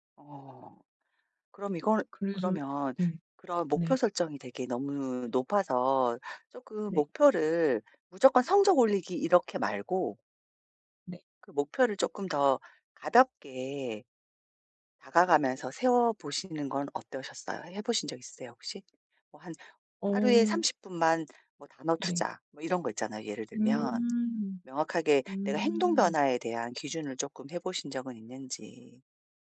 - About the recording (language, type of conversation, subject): Korean, advice, 실패가 두려워서 결정을 자꾸 미루는데 어떻게 해야 하나요?
- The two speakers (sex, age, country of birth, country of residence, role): female, 25-29, South Korea, South Korea, user; female, 40-44, South Korea, South Korea, advisor
- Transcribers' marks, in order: none